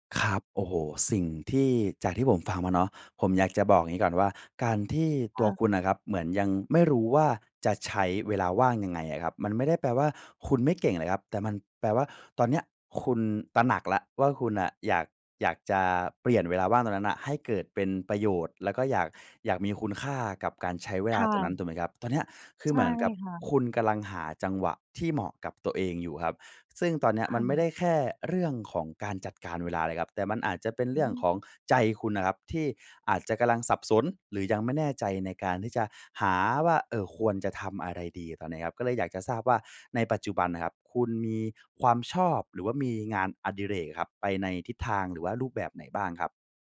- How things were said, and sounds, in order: none
- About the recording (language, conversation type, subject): Thai, advice, คุณควรใช้เวลาว่างในวันหยุดสุดสัปดาห์ให้เกิดประโยชน์อย่างไร?